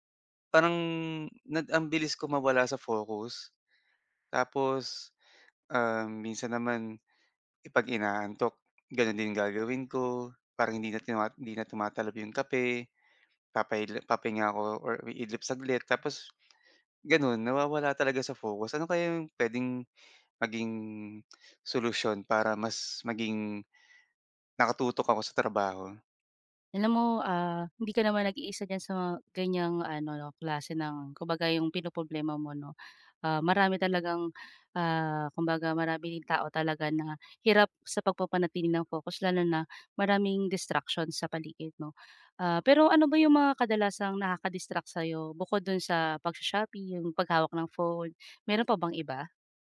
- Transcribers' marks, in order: tongue click
- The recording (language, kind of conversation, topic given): Filipino, advice, Paano ko mapapanatili ang pokus sa kasalukuyan kong proyekto?
- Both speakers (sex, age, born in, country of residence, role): female, 35-39, Philippines, Philippines, advisor; male, 45-49, Philippines, Philippines, user